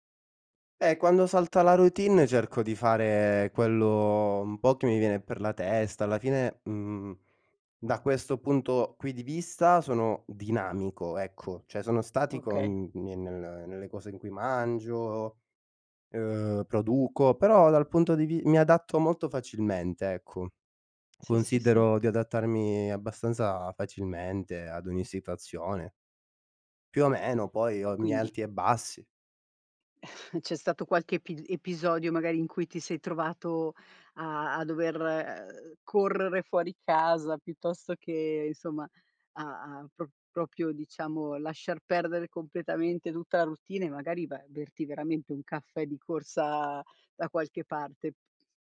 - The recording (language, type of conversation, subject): Italian, podcast, Come organizzi la tua routine mattutina per iniziare bene la giornata?
- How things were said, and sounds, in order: tapping; chuckle; "vai" said as "va"